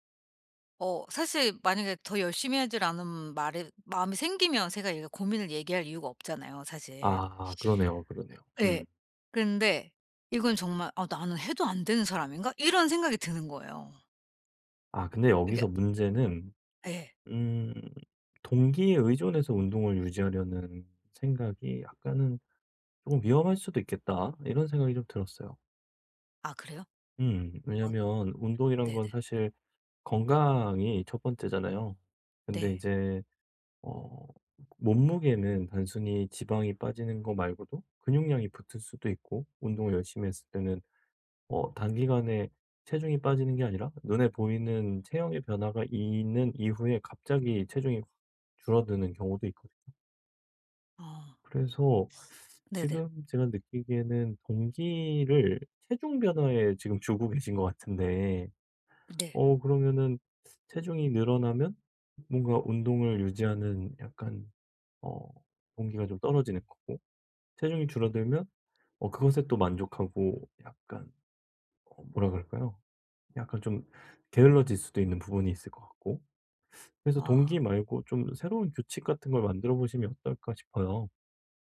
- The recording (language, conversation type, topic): Korean, advice, 동기부여가 떨어질 때도 운동을 꾸준히 이어가기 위한 전략은 무엇인가요?
- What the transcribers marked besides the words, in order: other background noise